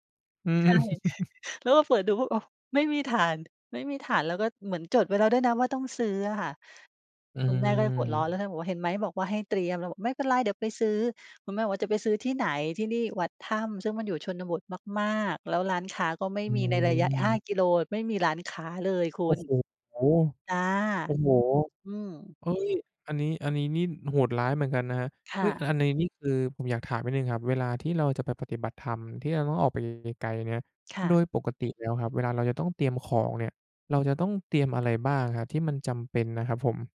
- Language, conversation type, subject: Thai, podcast, คุณมีวิธีเตรียมของสำหรับวันพรุ่งนี้ก่อนนอนยังไงบ้าง?
- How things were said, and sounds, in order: chuckle